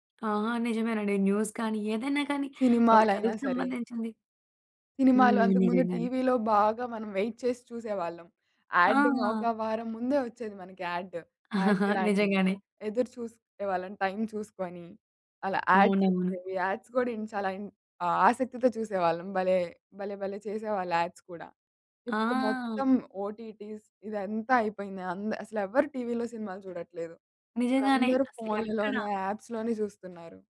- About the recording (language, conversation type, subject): Telugu, podcast, సామాజిక మాధ్యమాల్లోని అల్గోరిథమ్లు భవిష్యత్తులో మన భావోద్వేగాలపై ఎలా ప్రభావం చూపుతాయని మీరు అనుకుంటారు?
- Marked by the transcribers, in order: in English: "న్యూస్"; in English: "వెయిట్"; chuckle; in English: "యాడ్స్"; in English: "యాడ్స్"; in English: "ఓటీటీస్"; other background noise; in English: "యాప్స్‌లోనే"